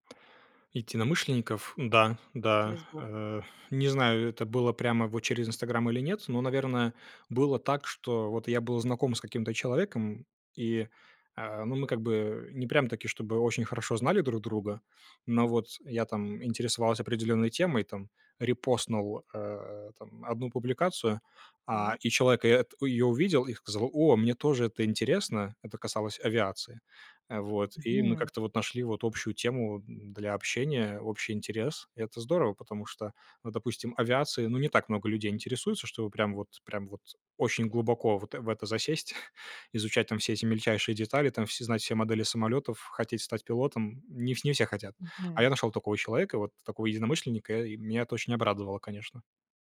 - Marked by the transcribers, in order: "Единомышленников" said as "итинамышленникаф"; chuckle
- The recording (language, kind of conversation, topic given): Russian, podcast, Чем полезно ведение дневника или творческого блога?